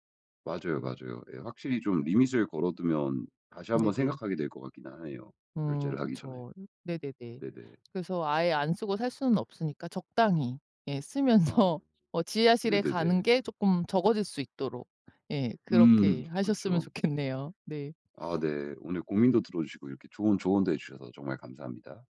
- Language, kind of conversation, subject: Korean, advice, 여유로 하는 지출을 하면 왜 죄책감이 들어서 즐기지 못하나요?
- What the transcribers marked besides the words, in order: in English: "리밋을"; other background noise; laughing while speaking: "쓰면서"; laughing while speaking: "음"; laughing while speaking: "좋겠네요"; sniff